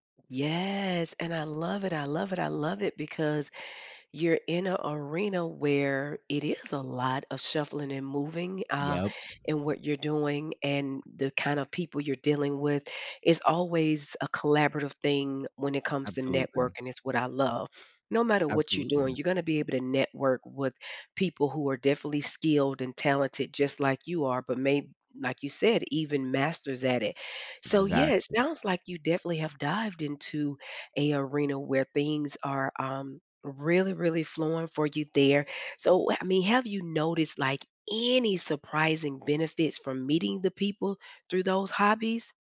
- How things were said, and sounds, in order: other background noise; drawn out: "Yes"; stressed: "any"
- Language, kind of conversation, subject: English, unstructured, Have you ever found a hobby that connected you with new people?